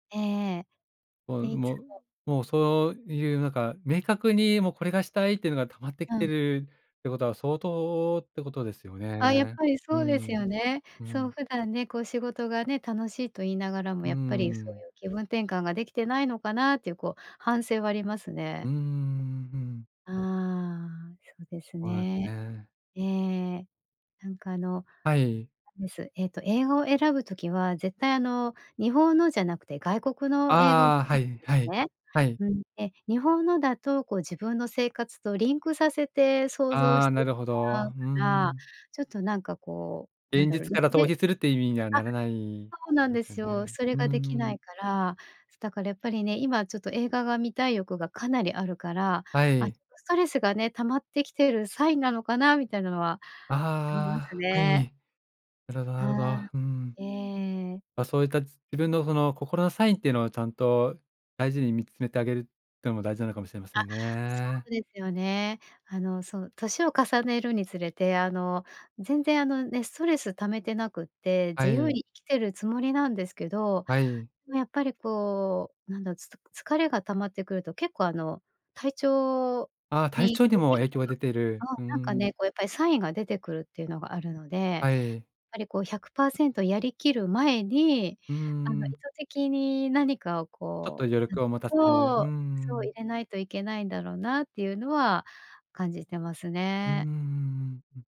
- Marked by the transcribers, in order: "そうですね" said as "ほうえふね"; unintelligible speech
- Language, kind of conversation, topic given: Japanese, advice, 休日にやりたいことが多すぎて何を優先するか迷う